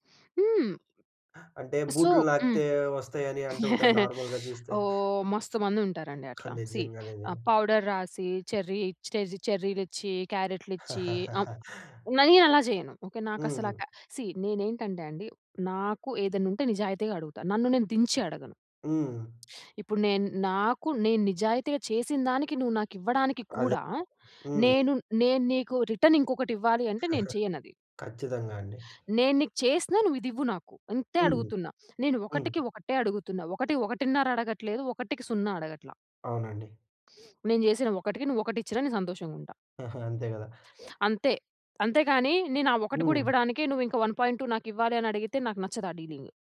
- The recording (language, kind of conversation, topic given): Telugu, podcast, ఉద్యోగంలో మీ అవసరాలను మేనేజర్‌కు మర్యాదగా, స్పష్టంగా ఎలా తెలియజేస్తారు?
- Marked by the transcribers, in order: in English: "సొ"; chuckle; in English: "నార్మల్‌గా"; in English: "సీ"; tapping; laugh; in English: "సీ"; other background noise; in English: "రిటర్న్"; chuckle; sniff; in English: "డీలింగ్"